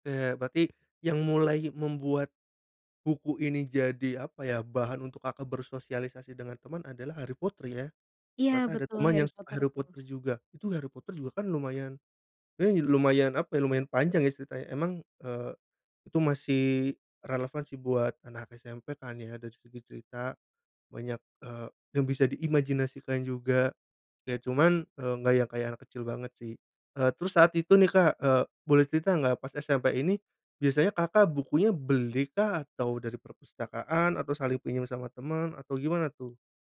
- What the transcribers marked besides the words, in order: tapping
- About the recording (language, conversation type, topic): Indonesian, podcast, Bagaimana cara menemukan komunitas yang cocok untuk hobimu?